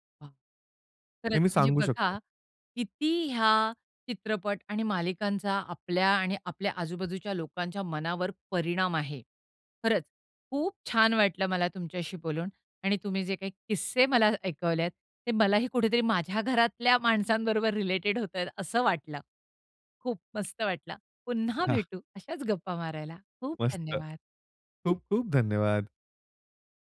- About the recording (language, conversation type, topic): Marathi, podcast, एखादा चित्रपट किंवा मालिका तुमच्यावर कसा परिणाम करू शकतो?
- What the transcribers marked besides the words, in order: in English: "रिलेटेड"; other background noise